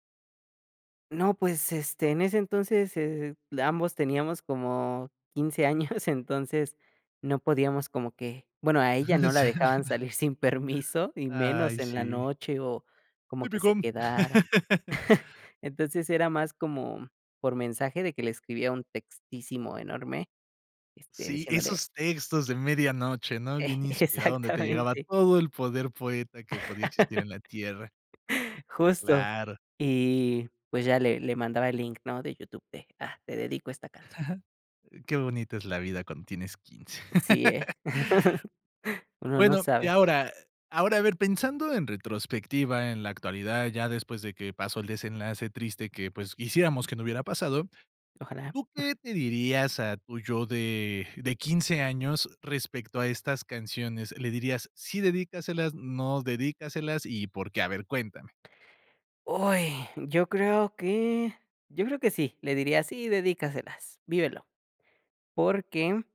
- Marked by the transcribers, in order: giggle; laugh; laughing while speaking: "sin permiso"; put-on voice: "Tipico"; laugh; chuckle; laughing while speaking: "Exactamente"; laugh; chuckle; giggle; laugh; chuckle; other noise
- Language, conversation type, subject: Spanish, podcast, ¿Qué canción te transporta a tu primer amor?